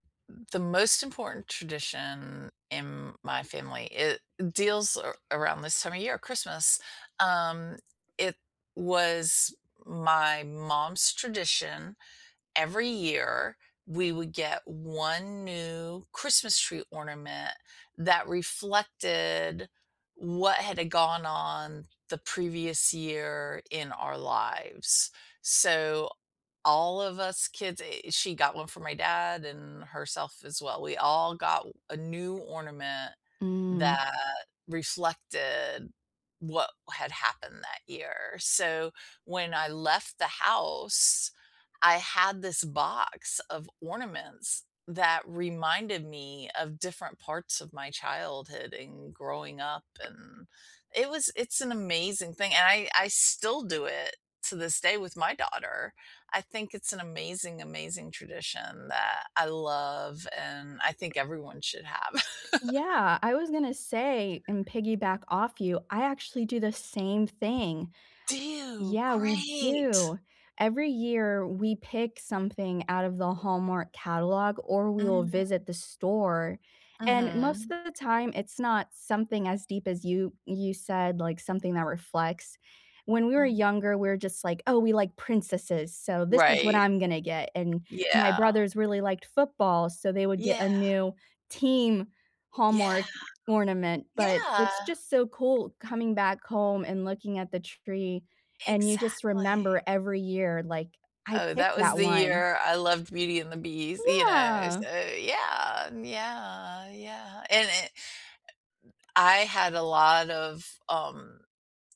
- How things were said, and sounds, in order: other background noise; tapping; chuckle
- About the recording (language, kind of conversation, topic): English, unstructured, What is a family tradition that means a lot to you?
- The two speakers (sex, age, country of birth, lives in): female, 20-24, United States, United States; female, 55-59, United States, United States